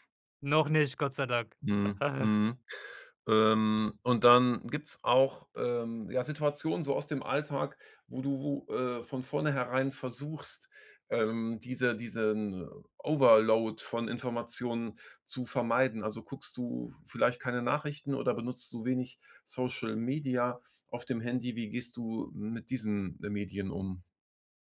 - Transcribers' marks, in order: chuckle; other background noise; in English: "Overload"
- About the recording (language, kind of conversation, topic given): German, podcast, Woran merkst du, dass dich zu viele Informationen überfordern?